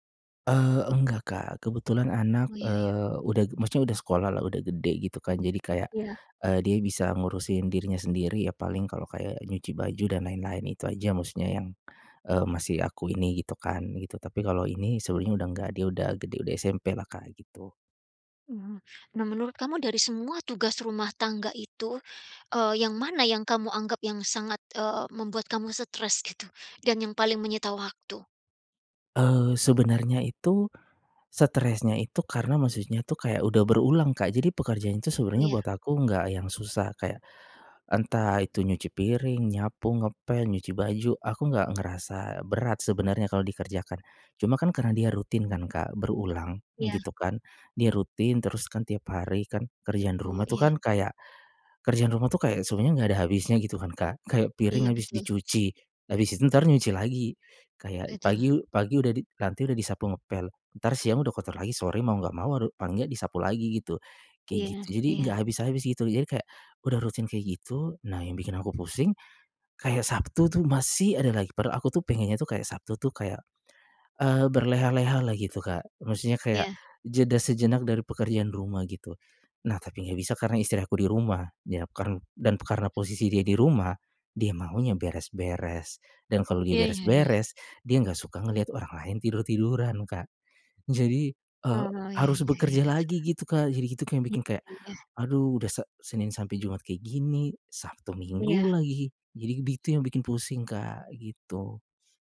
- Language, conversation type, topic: Indonesian, advice, Bagaimana saya bisa mengatasi tekanan karena beban tanggung jawab rumah tangga yang berlebihan?
- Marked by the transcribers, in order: tapping